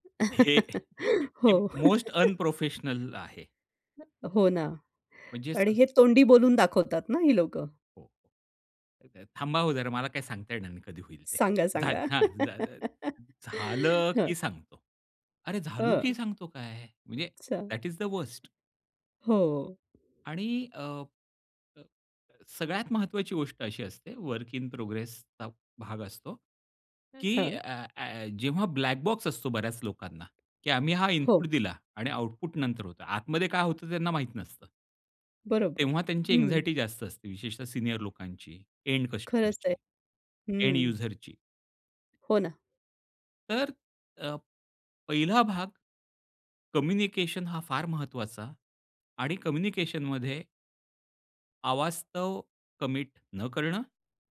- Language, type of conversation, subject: Marathi, podcast, तुम्ही चालू असलेले काम लोकांना कसे दाखवता?
- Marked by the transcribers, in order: tapping; chuckle; other background noise; in English: "मोस्ट अनप्रोफेशनल"; chuckle; in English: "दॅट इज़ द वर्स्ट"; in English: "वर्क इन प्रोग्रेसचा"; unintelligible speech; in English: "अँक्झायटी"; in English: "कमिट"